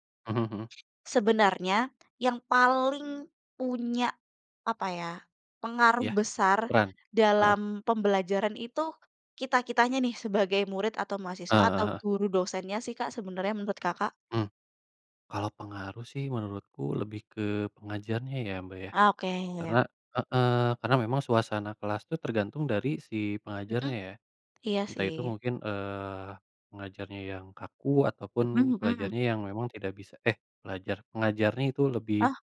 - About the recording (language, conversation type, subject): Indonesian, unstructured, Menurutmu, bagaimana cara membuat pelajaran menjadi lebih menyenangkan?
- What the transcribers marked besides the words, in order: tapping